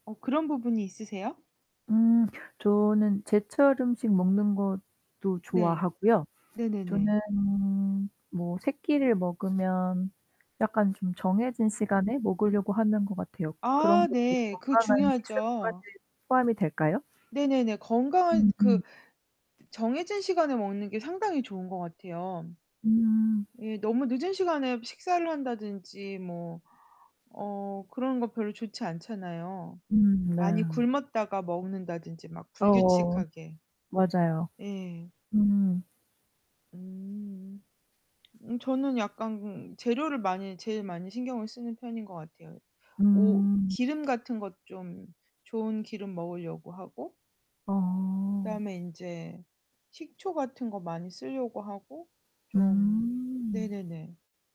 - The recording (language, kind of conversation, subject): Korean, unstructured, 건강한 식습관을 꾸준히 유지하려면 어떻게 해야 할까요?
- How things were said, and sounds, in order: static; other background noise; distorted speech